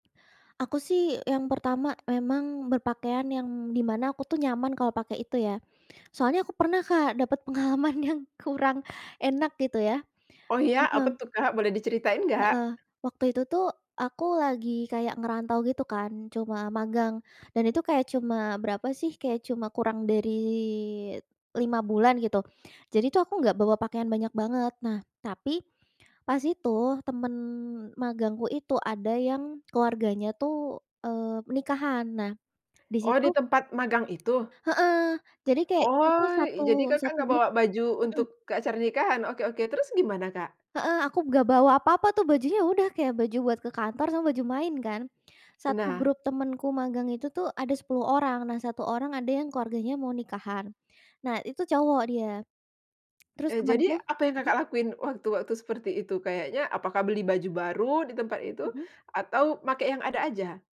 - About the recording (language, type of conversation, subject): Indonesian, podcast, Bagaimana pakaian dapat mengubah suasana hatimu dalam keseharian?
- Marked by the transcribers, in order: tapping; laughing while speaking: "pengalaman yang kurang"